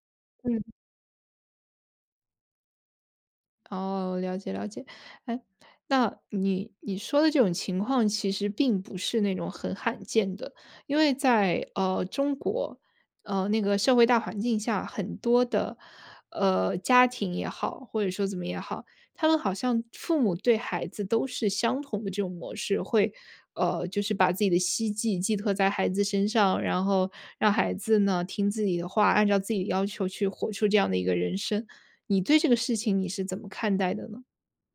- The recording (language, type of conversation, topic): Chinese, podcast, 当父母干预你的生活时，你会如何回应？
- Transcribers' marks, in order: none